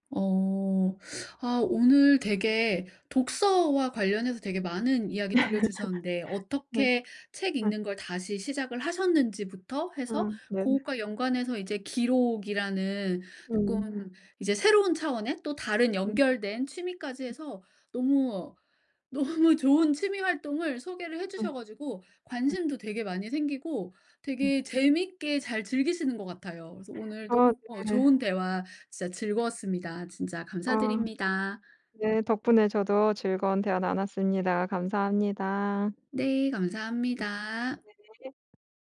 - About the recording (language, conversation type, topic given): Korean, podcast, 취미를 다시 시작할 때 가장 어려웠던 점은 무엇이었나요?
- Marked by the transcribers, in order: teeth sucking; tapping; laugh; other background noise; laughing while speaking: "너무"